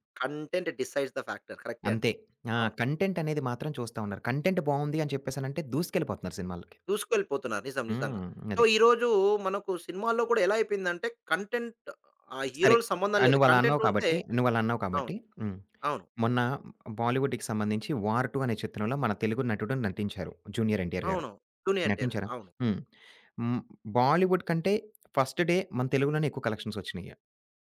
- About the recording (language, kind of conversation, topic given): Telugu, podcast, బాలీవుడ్ మరియు టాలీవుడ్‌ల పాపులర్ కల్చర్‌లో ఉన్న ప్రధాన తేడాలు ఏమిటి?
- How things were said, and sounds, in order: in English: "కంటెంట్ డిసైడ్స్ థ ఫ్యాక్టర్"; in English: "కంటెంట్"; in English: "సో"; in English: "కంటెంట్"; other background noise; in English: "కంటెంట్"; in English: "బాలీవుడ్"; in English: "ఫస్ట్ డే"